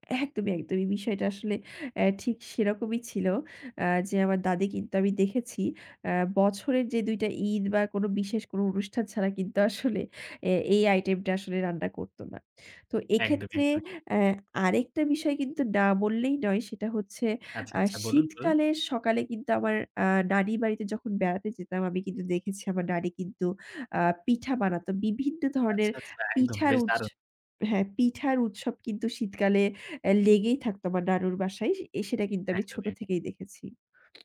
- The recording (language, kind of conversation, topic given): Bengali, podcast, তোমাদের বাড়ির সবচেয়ে পছন্দের রেসিপি কোনটি?
- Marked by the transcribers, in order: other background noise